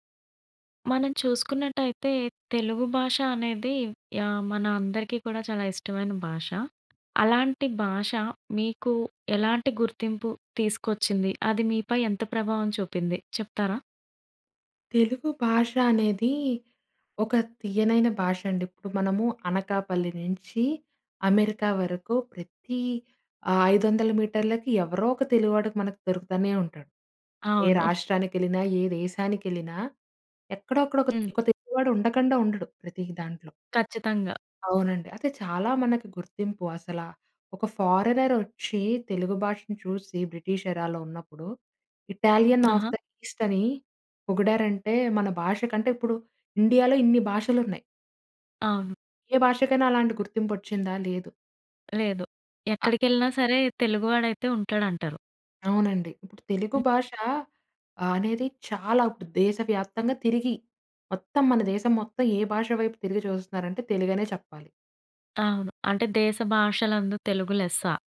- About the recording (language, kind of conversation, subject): Telugu, podcast, మీ భాష మీ గుర్తింపుపై ఎంత ప్రభావం చూపుతోంది?
- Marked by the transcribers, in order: other background noise; in English: "ఫారినర్"; in English: "ఎరాలో"; in English: "ఇటాలియన్ అఫ్ ద ఈస్ట్"; other noise